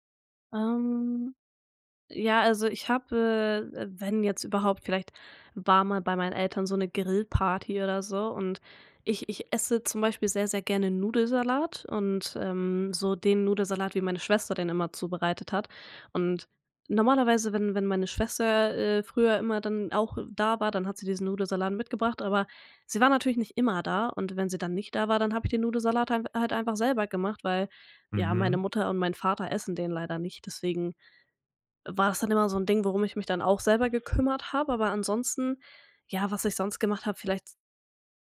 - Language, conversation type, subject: German, podcast, Was begeistert dich am Kochen für andere Menschen?
- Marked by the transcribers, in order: none